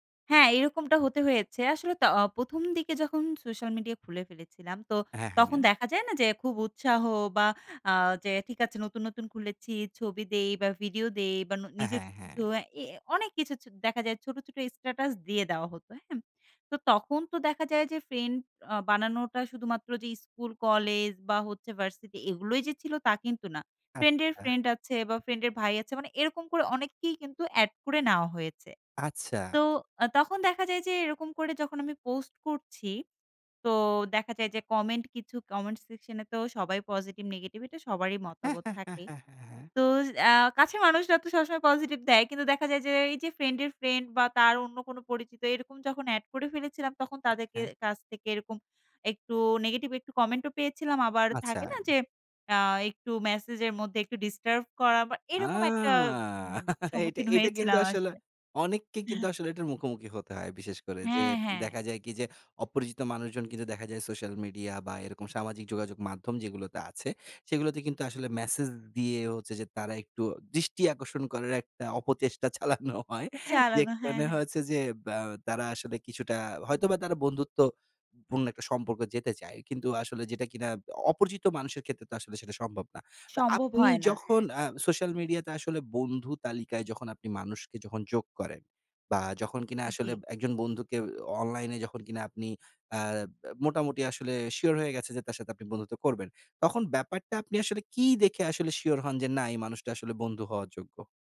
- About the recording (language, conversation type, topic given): Bengali, podcast, তুমি সোশ্যাল মিডিয়ায় নিজের গোপনীয়তা কীভাবে নিয়ন্ত্রণ করো?
- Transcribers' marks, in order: drawn out: "আ"; chuckle; chuckle; laughing while speaking: "অপচেষ্টা চালানো হয়"; "যেখানে" said as "যেকানে"